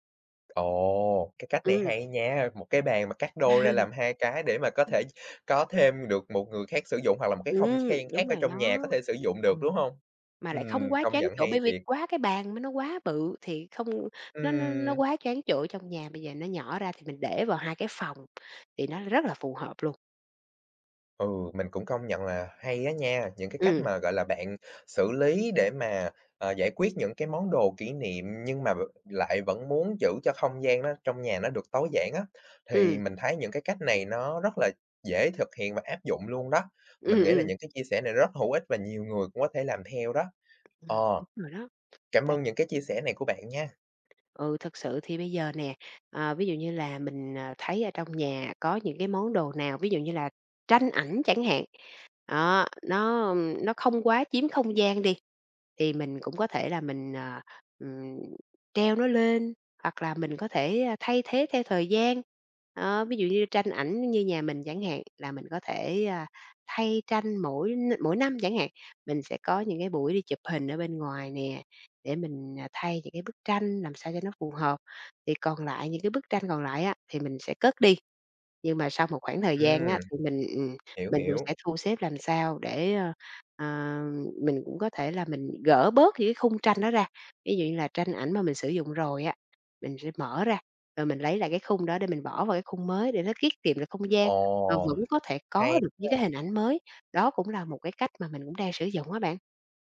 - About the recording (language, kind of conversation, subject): Vietnamese, podcast, Bạn xử lý đồ kỷ niệm như thế nào khi muốn sống tối giản?
- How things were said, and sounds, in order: other background noise; chuckle; unintelligible speech; tapping